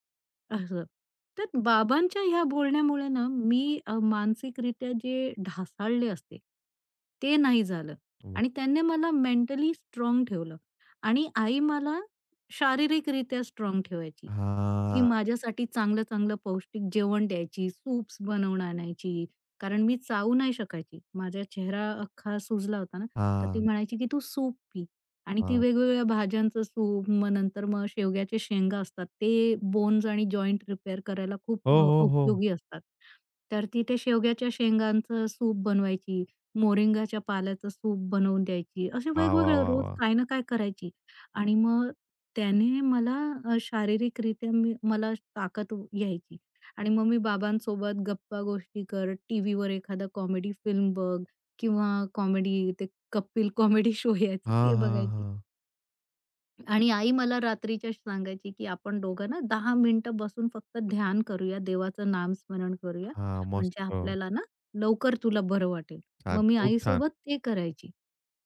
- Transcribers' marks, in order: tapping; drawn out: "हां"; in English: "बोन्स"; in English: "जॉइंट"; in English: "मोरिंगाच्या"; in English: "कॉमेडी फिल्म"; in English: "कॉमेडी"; in English: "कॉमेडी शो"; chuckle; other background noise
- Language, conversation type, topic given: Marathi, podcast, जखम किंवा आजारानंतर स्वतःची काळजी तुम्ही कशी घेता?